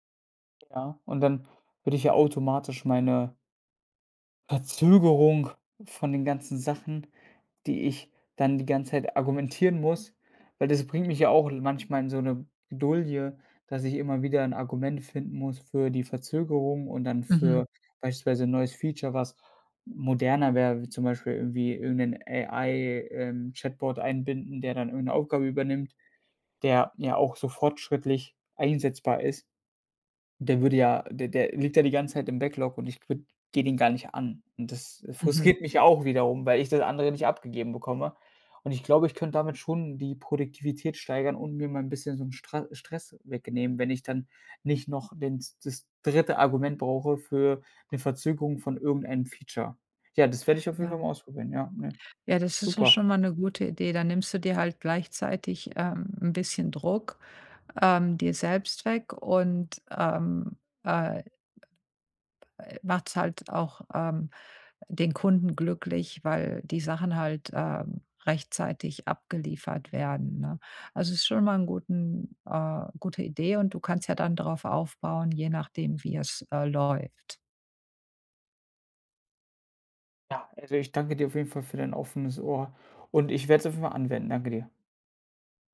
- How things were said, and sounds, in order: other background noise; "Bredouille" said as "Douille"; in English: "AI"
- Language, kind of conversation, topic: German, advice, Wie blockiert mich Perfektionismus bei der Arbeit und warum verzögere ich dadurch Abgaben?